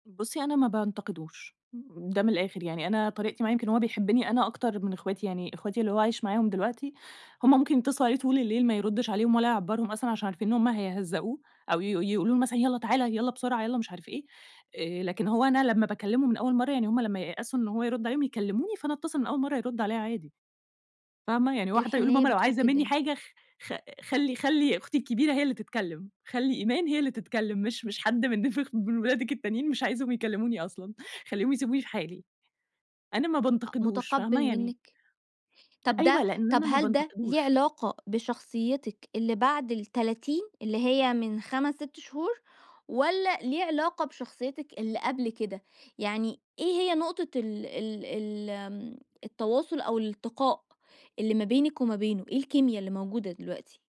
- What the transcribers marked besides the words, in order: none
- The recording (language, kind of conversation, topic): Arabic, podcast, كيف توازن بين الصراحة والاحترام في الكلام؟